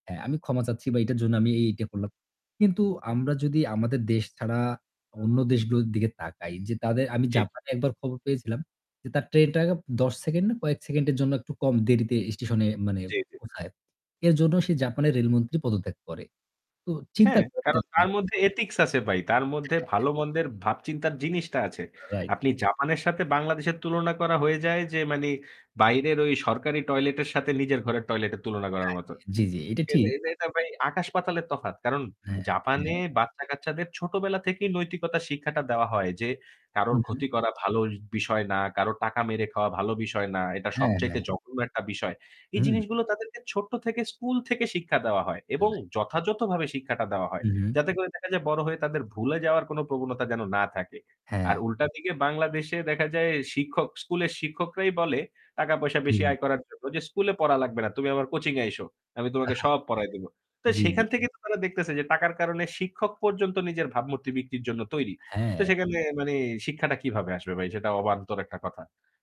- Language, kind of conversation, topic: Bengali, unstructured, আপনি কী মনে করেন, সরকার কীভাবে দুর্নীতি কমাতে পারে?
- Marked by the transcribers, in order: other background noise; static; "স্টেশনে" said as "ইস্টিশনে"; unintelligible speech; in English: "এথিক্স"; distorted speech; unintelligible speech; "দিকে" said as "দিগে"